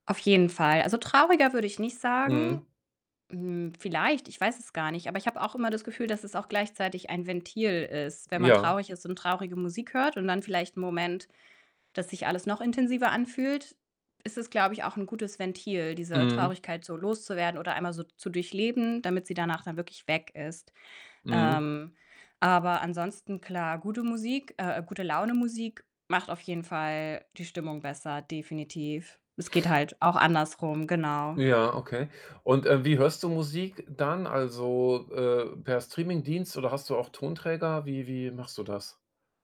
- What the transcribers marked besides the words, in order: distorted speech; other background noise
- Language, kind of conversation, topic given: German, podcast, Wie wichtig ist Musik für einen Film, deiner Meinung nach?